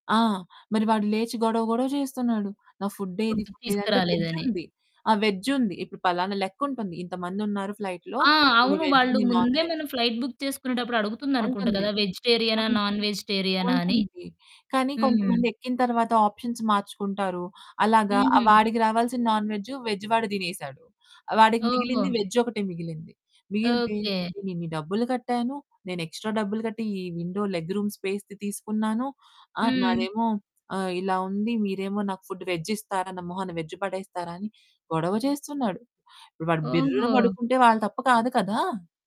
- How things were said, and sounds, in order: in English: "ఫ్లైట్‌లో"; in English: "వెజ్"; in English: "నాన్ వెజ్"; other background noise; in English: "ఫ్లైట్ బుక్"; in English: "నాన్"; in English: "ఆప్షన్స్"; in English: "నాన్"; in English: "వెజ్"; in English: "ఎక్స్‌ట్రా"; in English: "విండో లెగ్ రూమ్ స్పేస్‌ది"; in English: "వెజ్"
- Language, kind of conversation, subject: Telugu, podcast, మీ మొదటి ఒంటరి ప్రయాణం గురించి చెప్పగలరా?